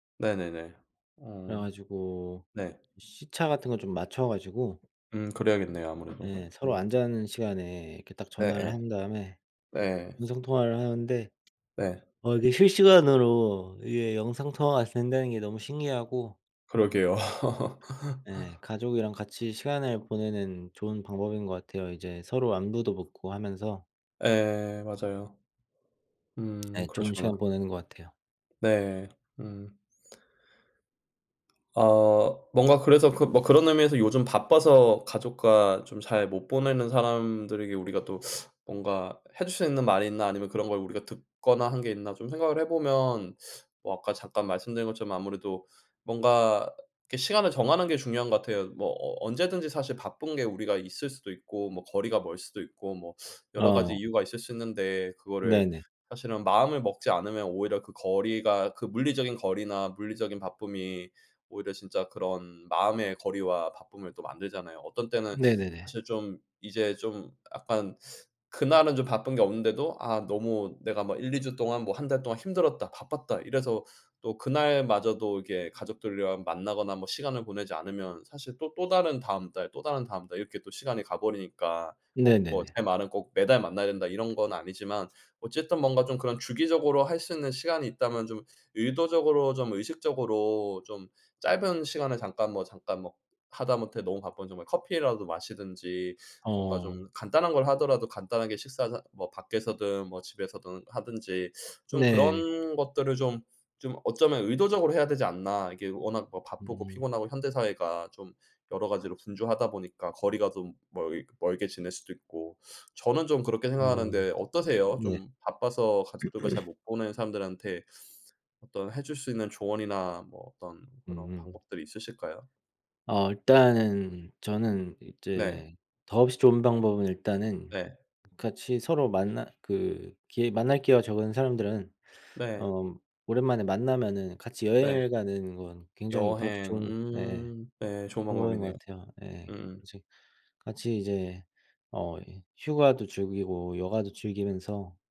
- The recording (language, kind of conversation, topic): Korean, unstructured, 가족과 시간을 보내는 가장 좋은 방법은 무엇인가요?
- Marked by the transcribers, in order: tapping; other background noise; laugh; teeth sucking; throat clearing